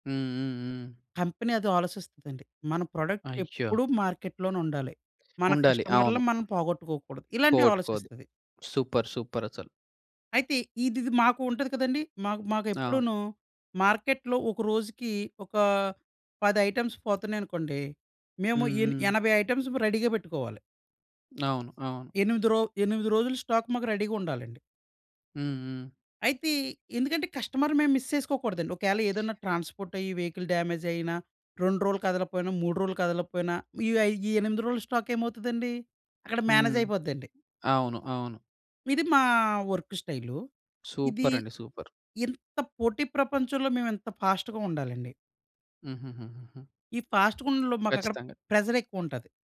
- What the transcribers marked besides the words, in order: in English: "కంపెనీ"; in English: "ప్రోడక్ట్"; other background noise; in English: "సూపర్"; in English: "ఐటెమ్స్"; in English: "ఐటెమ్స్ రెడీగా"; in English: "స్టాక్"; in English: "కస్టమర్‌ని"; in English: "మిస్"; in English: "వెహికల్"; in English: "సూపర్"; in English: "ఫాస్ట్‌గా"
- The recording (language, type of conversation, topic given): Telugu, podcast, ఇంటినుంచి పని చేస్తున్నప్పుడు మీరు దృష్టి నిలబెట్టుకోవడానికి ఏ పద్ధతులు పాటిస్తారు?